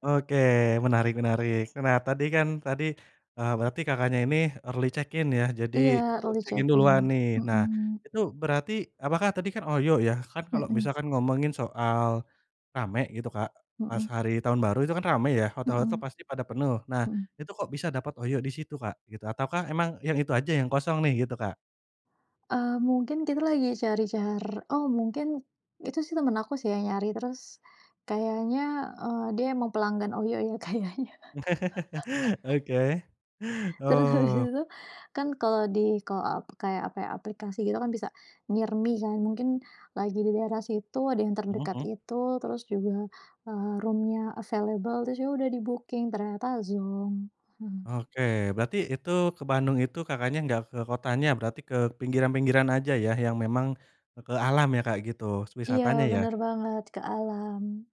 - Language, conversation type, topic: Indonesian, podcast, Bagaimana pengalaman perjalanan hemat yang tetap berkesan bagi kamu?
- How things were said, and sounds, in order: in English: "early check-in"; in English: "check-in"; in English: "early check-in"; tapping; laugh; laughing while speaking: "kayaknya"; laugh; laughing while speaking: "habis"; in English: "near me"; in English: "room-nya available"; in English: "di-booking"